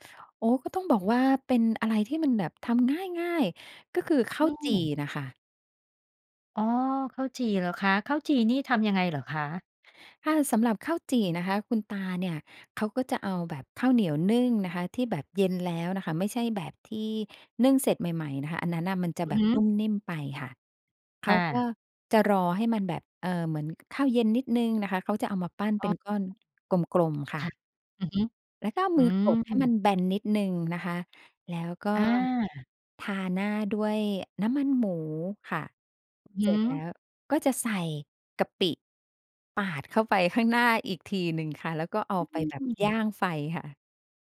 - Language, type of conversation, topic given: Thai, podcast, อาหารจานไหนที่ทำให้คุณคิดถึงคนในครอบครัวมากที่สุด?
- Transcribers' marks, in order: none